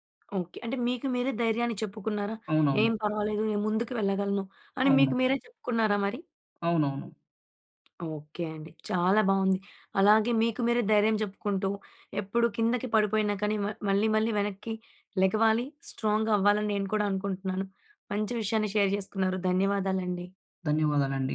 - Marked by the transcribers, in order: tapping; in English: "స్ట్రాంగ్"; in English: "షేర్"
- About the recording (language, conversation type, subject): Telugu, podcast, పడి పోయిన తర్వాత మళ్లీ లేచి నిలబడేందుకు మీ రహసం ఏమిటి?